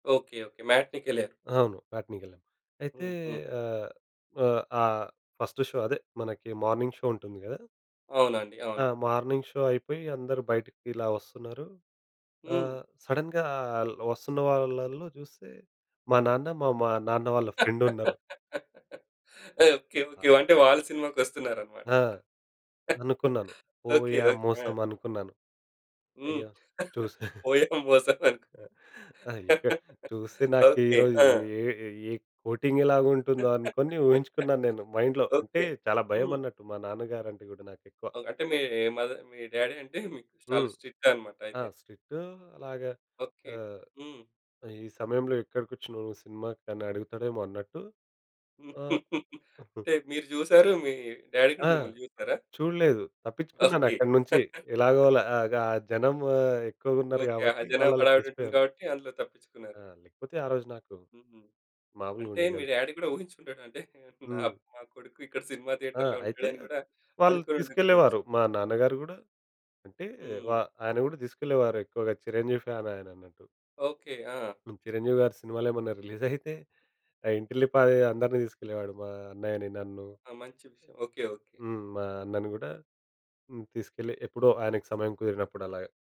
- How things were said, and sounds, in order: in English: "ఫస్ట్ షో"; in English: "మార్నింగ్ షో"; in English: "మార్నింగ్ షో"; in English: "ఫ్రెండ్"; laugh; tapping; laugh; laughing while speaking: "పోయాం మోసం అనుకు"; chuckle; other background noise; laugh; in English: "మైండ్‌లో"; in English: "డ్యాడీ"; in English: "స్ట్రిక్ట్"; in English: "స్ట్రిక్ట్"; laugh; other noise; in English: "డ్యాడీ"; laugh; in English: "డ్యాడీ"; in English: "థియేటర్‌లో"; in English: "ఫ్యాన్"; in English: "రిలీజ్"; giggle
- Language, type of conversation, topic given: Telugu, podcast, మీకు ఇల్లు లేదా ఊరును గుర్తుచేసే పాట ఏది?